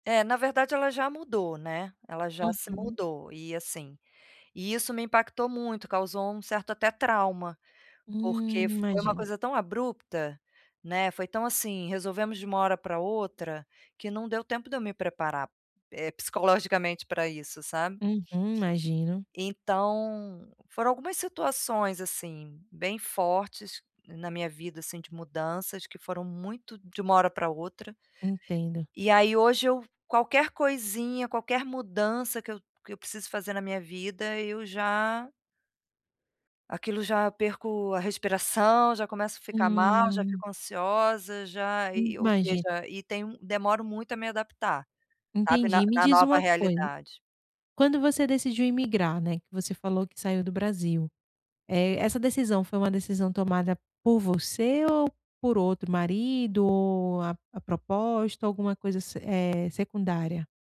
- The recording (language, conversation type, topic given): Portuguese, advice, Como posso me adaptar quando mudanças inesperadas me fazem perder algo importante?
- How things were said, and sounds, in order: tapping; other background noise